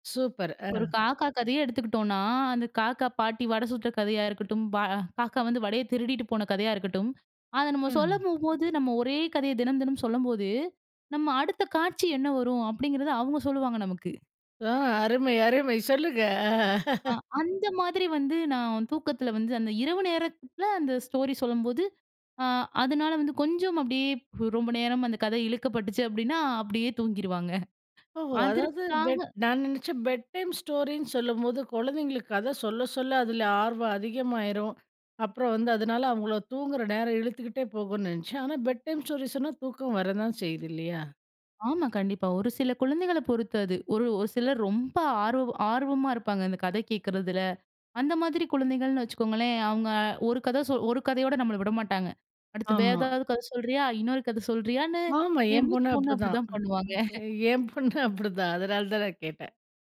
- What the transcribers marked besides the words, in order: laugh; other noise; chuckle; in English: "பெட் டைம் ஸ்டோரின்னு"; other background noise; laughing while speaking: "என் பொண்ணு அப்டித்தான். அதனால தான் நான் கேட்டேன்"; chuckle
- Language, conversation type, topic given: Tamil, podcast, குழந்தைகளுக்கு பற்கள் துலக்குவது, நேரத்தில் படுக்கச் செல்வது போன்ற தினசரி பழக்கங்களை இயல்பாக எப்படிப் பழக்கமாக்கலாம்?